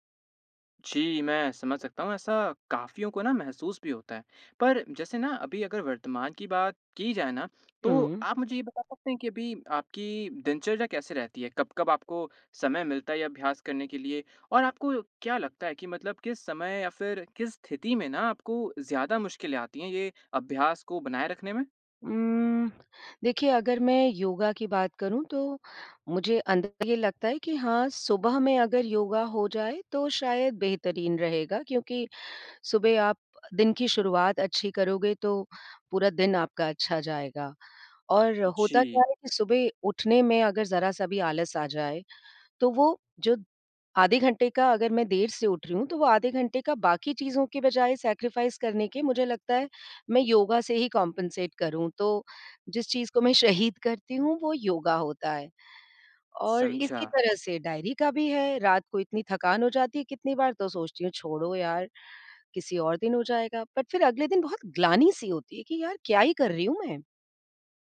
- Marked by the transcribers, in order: in English: "सैक्रिफ़ाइज़"; in English: "कम्पेन्सेट"; in English: "बट"
- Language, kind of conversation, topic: Hindi, advice, रोज़ाना अभ्यास बनाए रखने में आपको किस बात की सबसे ज़्यादा कठिनाई होती है?